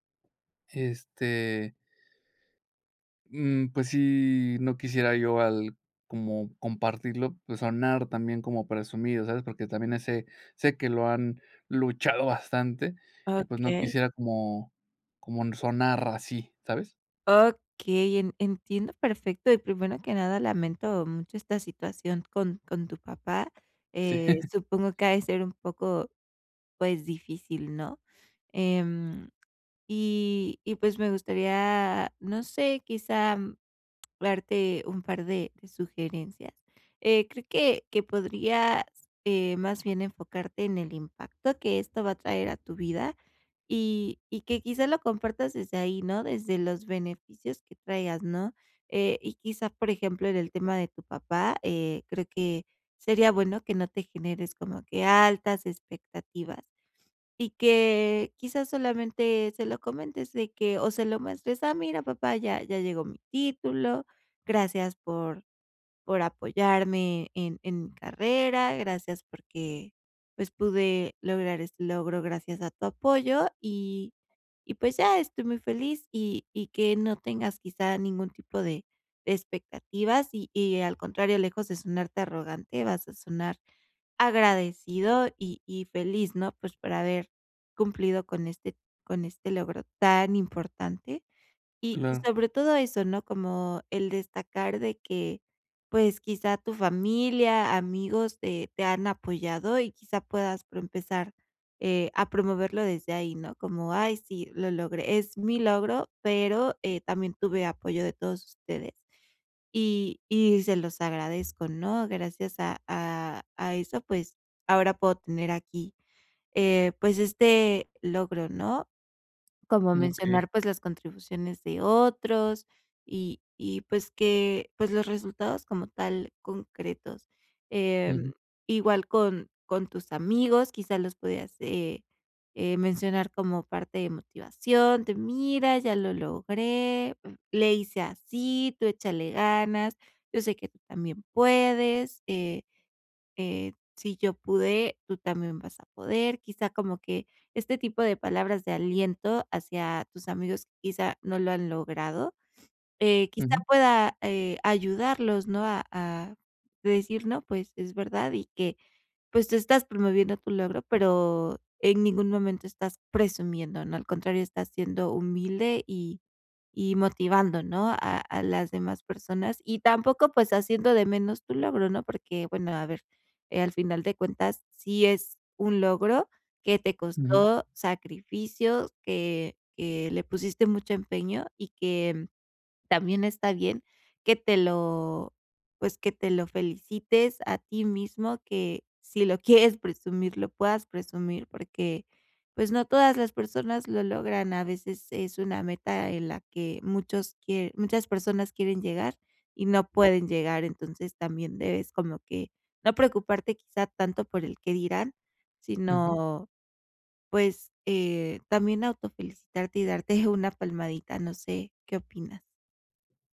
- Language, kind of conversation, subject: Spanish, advice, ¿Cómo puedo compartir mis logros sin parecer que presumo?
- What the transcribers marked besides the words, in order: stressed: "luchado"; chuckle; giggle; giggle